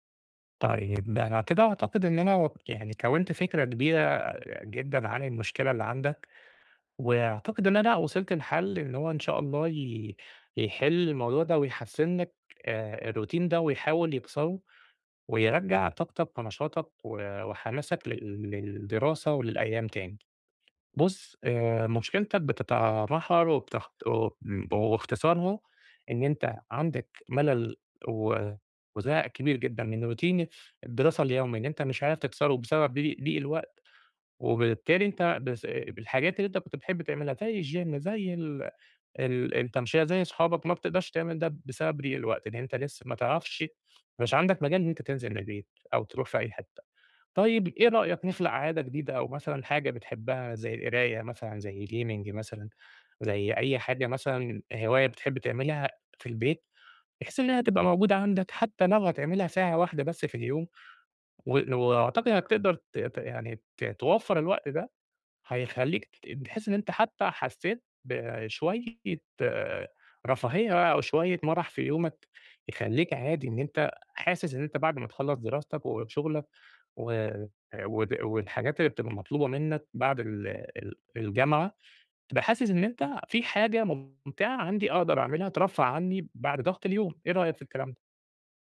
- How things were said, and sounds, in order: in English: "الروتين"; tapping; in English: "روتين"; in English: "الgym"; in English: "gaming"
- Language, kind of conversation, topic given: Arabic, advice, إزاي أتعامل مع إحساسي إن أيامي بقت مكررة ومفيش شغف؟